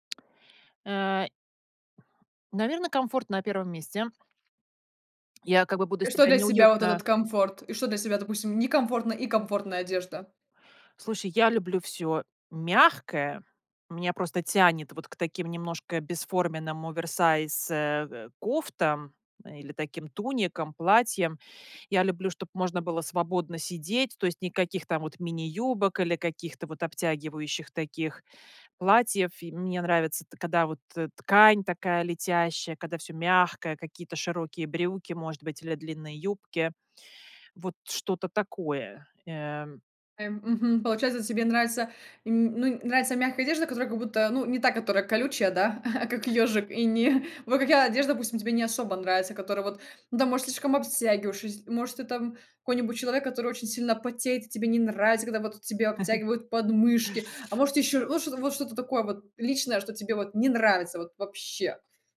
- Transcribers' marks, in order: tapping; other background noise; stressed: "мягкое"; chuckle; chuckle; stressed: "вообще?"
- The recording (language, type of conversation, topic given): Russian, podcast, Как ты обычно выбираешь между минимализмом и ярким самовыражением в стиле?